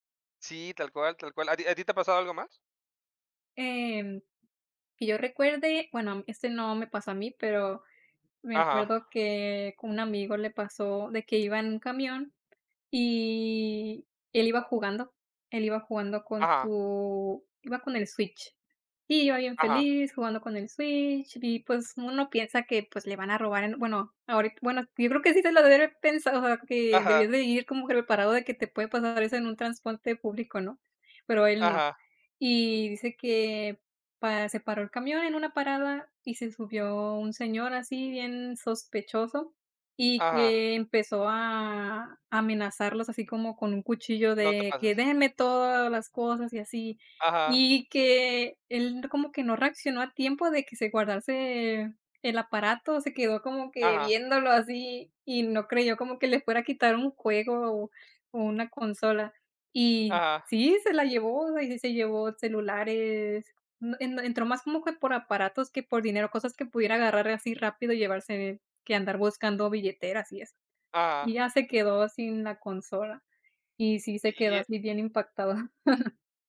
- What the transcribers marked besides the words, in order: chuckle
- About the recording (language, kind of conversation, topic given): Spanish, unstructured, ¿Alguna vez te han robado algo mientras viajabas?